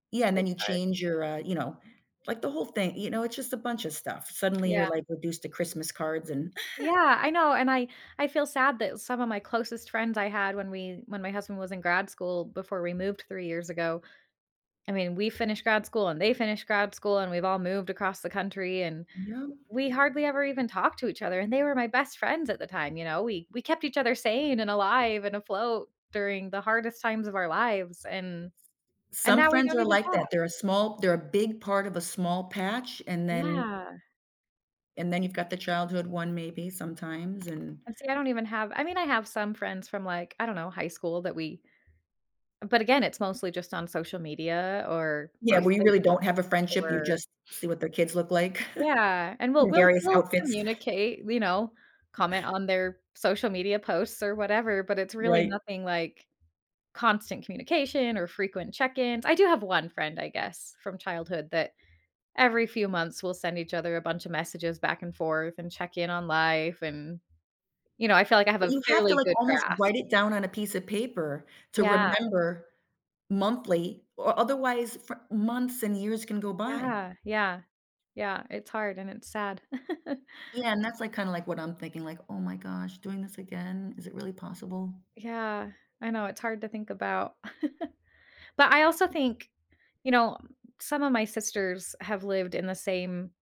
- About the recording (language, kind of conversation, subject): English, unstructured, How do you approach building connections when you're in a completely new place?
- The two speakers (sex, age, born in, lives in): female, 35-39, United States, United States; female, 55-59, United States, United States
- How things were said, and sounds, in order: chuckle; other background noise; tapping; chuckle; chuckle; laugh; laugh